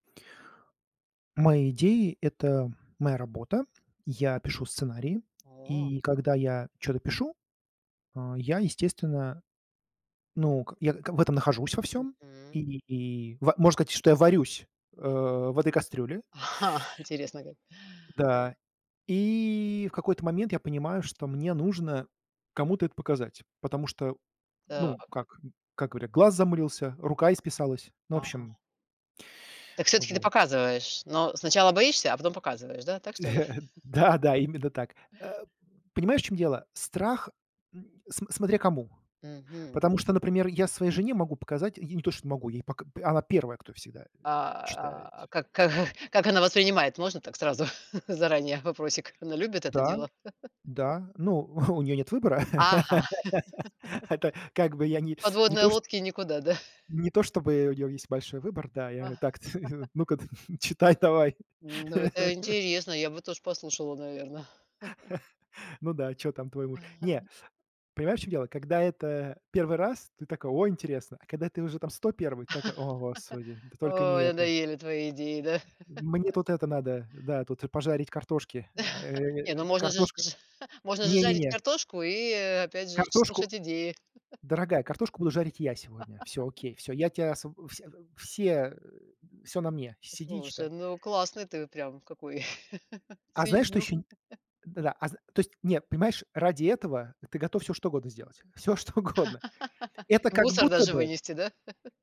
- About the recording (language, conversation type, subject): Russian, podcast, Что вы делаете с идеями, которые боитесь показать?
- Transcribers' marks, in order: other background noise; chuckle; drawn out: "и"; chuckle; drawn out: "А"; chuckle; chuckle; laugh; laughing while speaking: "Это, как бы, я не не то"; laugh; chuckle; laugh; laughing while speaking: "Я так Ну-ка, читай давай"; laugh; tapping; chuckle; laugh; laugh; laugh; chuckle; laugh; laugh; laughing while speaking: "ценю"; laugh; laughing while speaking: "Всё что угодно"; laugh